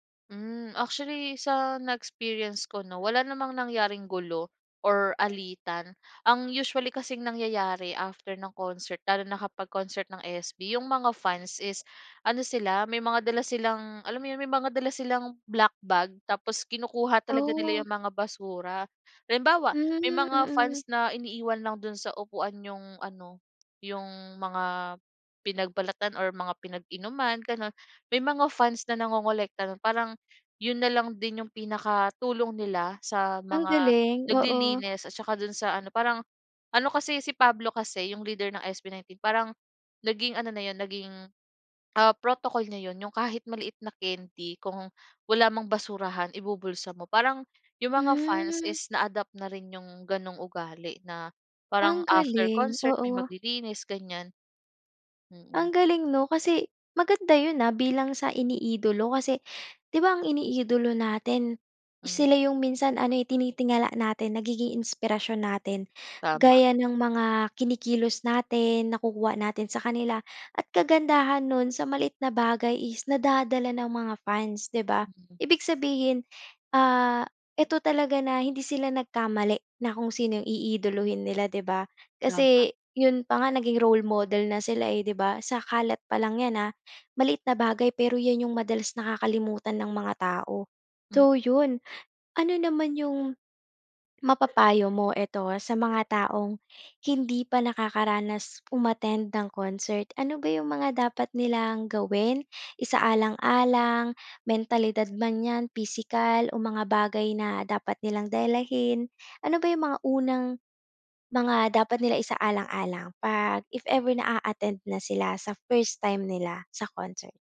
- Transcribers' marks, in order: in English: "na-adapt"; dog barking
- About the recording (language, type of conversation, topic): Filipino, podcast, Puwede mo bang ikuwento ang konsiyertong hindi mo malilimutan?